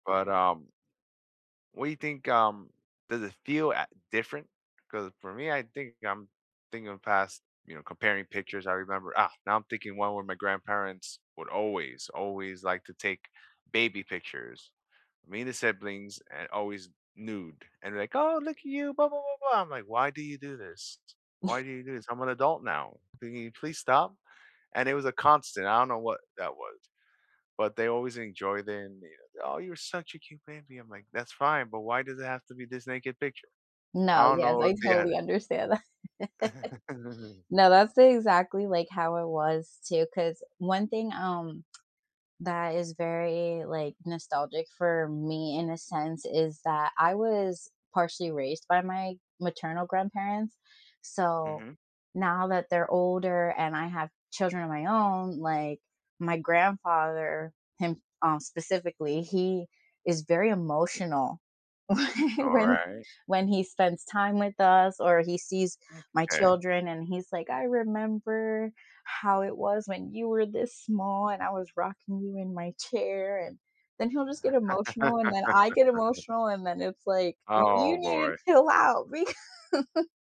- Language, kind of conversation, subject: English, unstructured, How do shared memories bring people closer together?
- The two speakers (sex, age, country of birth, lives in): female, 25-29, United States, United States; male, 40-44, United States, United States
- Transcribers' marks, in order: tapping; chuckle; other background noise; laughing while speaking: "that"; chuckle; lip smack; laughing while speaking: "whe"; laugh; laughing while speaking: "beca"; laugh